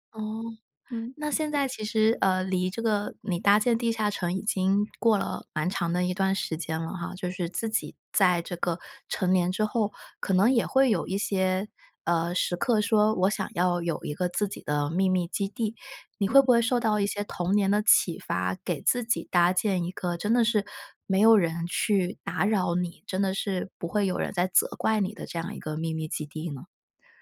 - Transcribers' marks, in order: none
- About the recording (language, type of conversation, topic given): Chinese, podcast, 你童年时有没有一个可以分享的秘密基地？